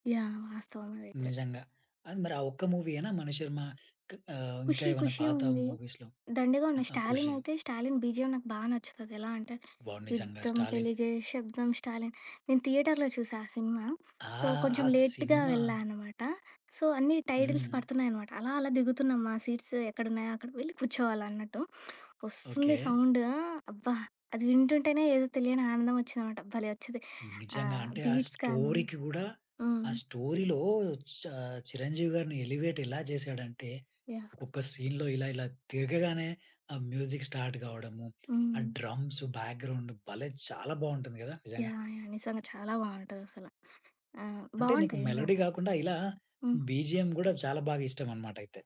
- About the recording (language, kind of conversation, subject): Telugu, podcast, పాటల్లో మాటలూ మెలోడి—ఈ రెండింటిలో మీ హృదయాన్ని ఎక్కువగా తాకేది ఏది?
- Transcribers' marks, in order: in English: "మూవీస్‌లో"; in English: "బిజిఎమ్"; in English: "వావ్!"; singing: "యుద్ధం పెలిగే శబ్దం స్టాలిన్"; in English: "థియేటర్‌లో"; tapping; in English: "సో"; in English: "లేట్‌గా"; in English: "సో"; in English: "టైటిల్స్"; in English: "సీట్స్"; in English: "స్టోరీకి"; in English: "బీట్స్"; in English: "స్టోరీలో"; in English: "ఎలివేట్"; in English: "సీన్‌లో"; other background noise; in English: "మ్యూజిక్ స్టార్ట్"; in English: "డ్రమ్స్ బ్యాక్‌గ్రౌండ్"; stressed: "చాలా"; in English: "మెలోడీ"; in English: "బిజిఎమ్"